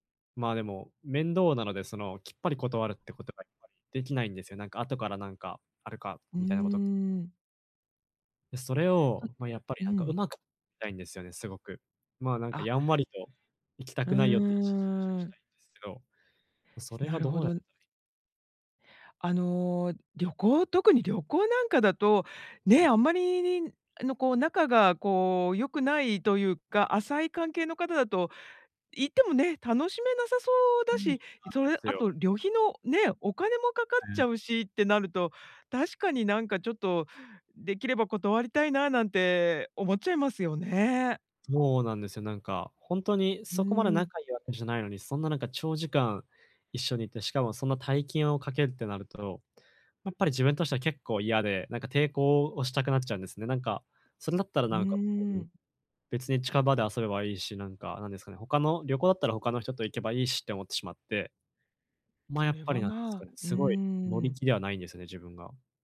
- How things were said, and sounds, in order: other background noise
- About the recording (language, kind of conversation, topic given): Japanese, advice, 優しく、はっきり断るにはどうすればいいですか？